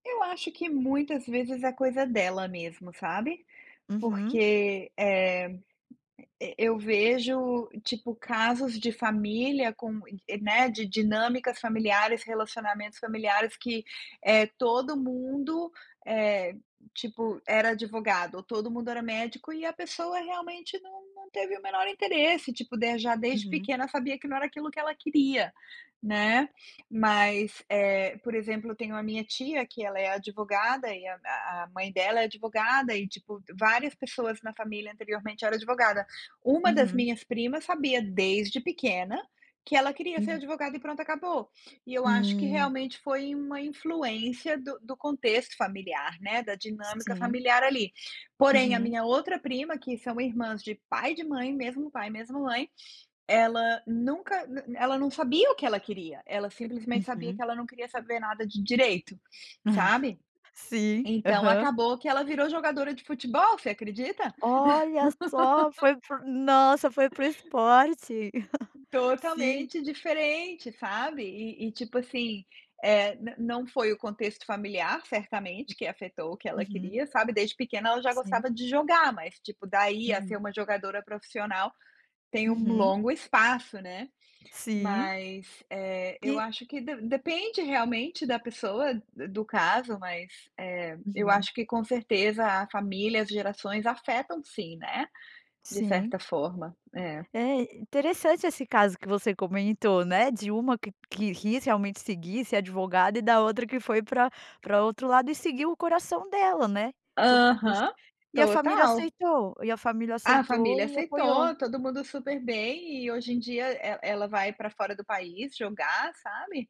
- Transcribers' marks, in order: tapping; chuckle; laugh; laugh; other background noise; unintelligible speech
- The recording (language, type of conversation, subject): Portuguese, podcast, Quais são as expectativas atuais em relação à educação e aos estudos?